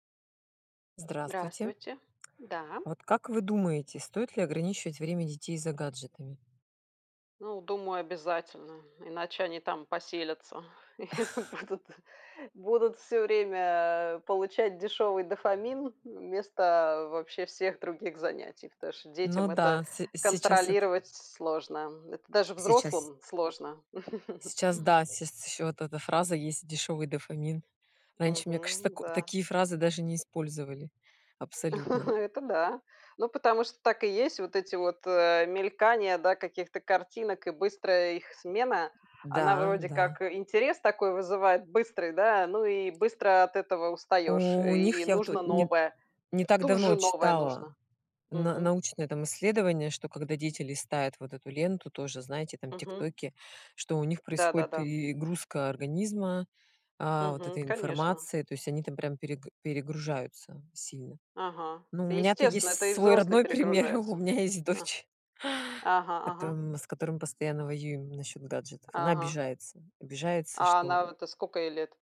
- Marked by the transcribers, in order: laughing while speaking: "и будут"; tapping; chuckle; chuckle; laughing while speaking: "свой родной пример, у меня есть дочь"
- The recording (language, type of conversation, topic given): Russian, unstructured, Как вы считаете, стоит ли ограничивать время, которое дети проводят за гаджетами?